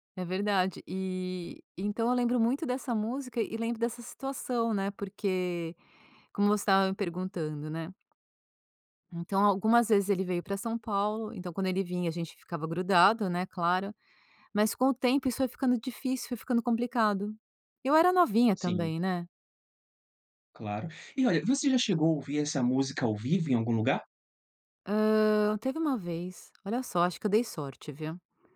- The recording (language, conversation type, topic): Portuguese, podcast, Tem alguma música que te lembra o seu primeiro amor?
- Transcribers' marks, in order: none